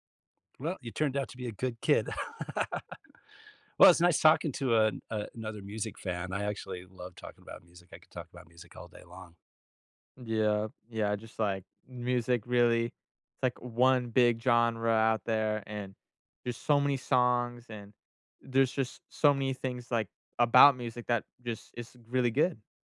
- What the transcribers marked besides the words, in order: tapping; laugh
- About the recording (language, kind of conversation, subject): English, unstructured, How do you think music affects your mood?